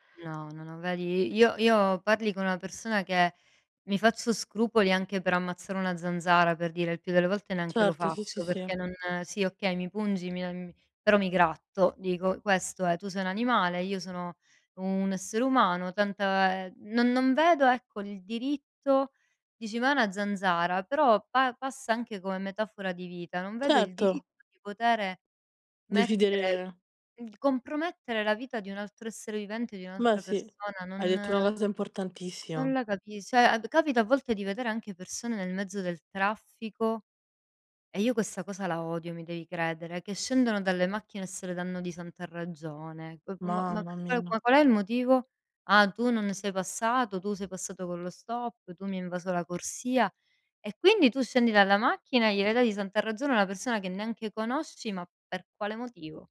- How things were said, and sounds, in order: tapping; "cioè" said as "ceh"; unintelligible speech; other background noise
- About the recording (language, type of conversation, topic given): Italian, unstructured, Che cosa pensi della vendetta?